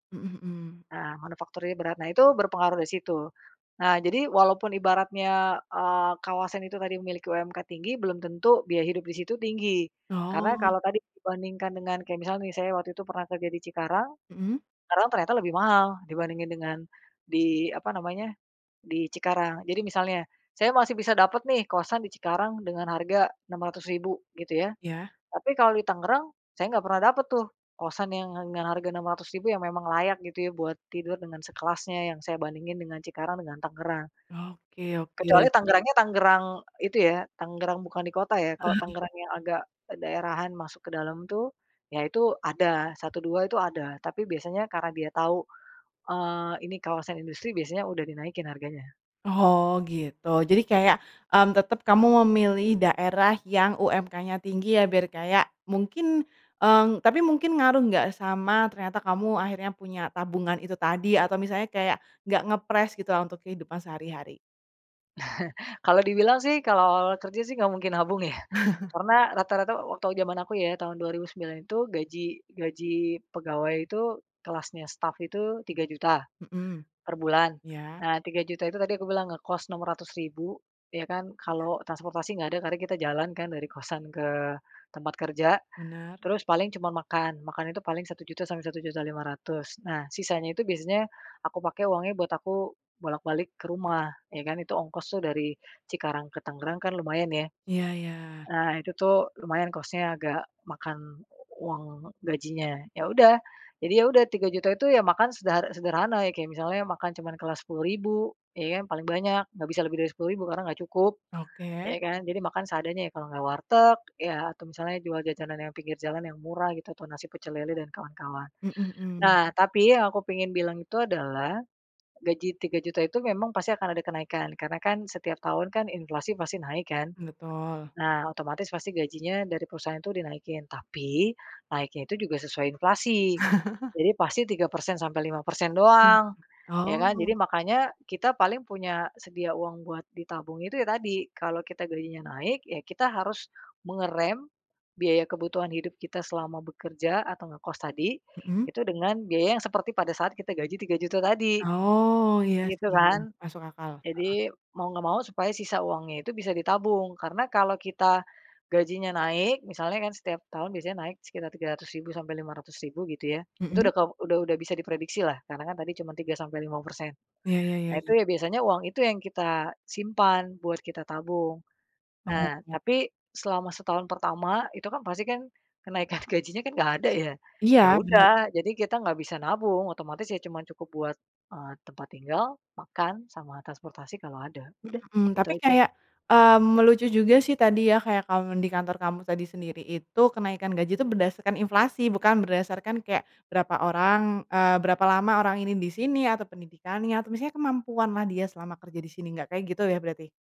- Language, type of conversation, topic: Indonesian, podcast, Bagaimana kamu memilih antara gaji tinggi dan pekerjaan yang kamu sukai?
- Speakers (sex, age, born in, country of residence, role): female, 25-29, Indonesia, Indonesia, host; female, 35-39, Indonesia, Indonesia, guest
- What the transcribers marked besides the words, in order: unintelligible speech; in English: "ngepress"; chuckle; in English: "cost-nya"; drawn out: "oh"; drawn out: "Oh"